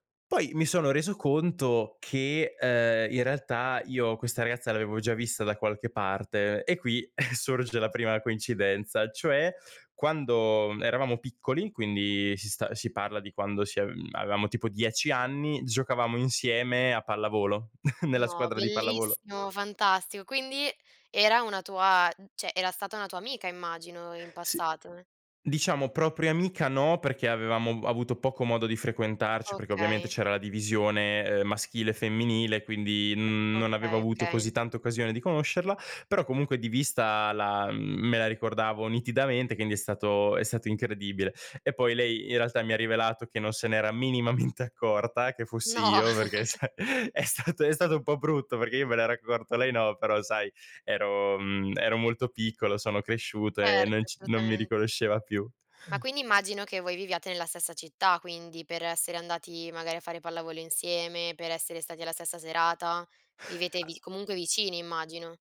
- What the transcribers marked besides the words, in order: chuckle; chuckle; laughing while speaking: "No"; chuckle; laughing while speaking: "sa è stato è stato … accorto, lei no"
- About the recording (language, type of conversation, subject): Italian, podcast, Qual è stato il tuo primo amore o una storia d’amore che ricordi come davvero memorabile?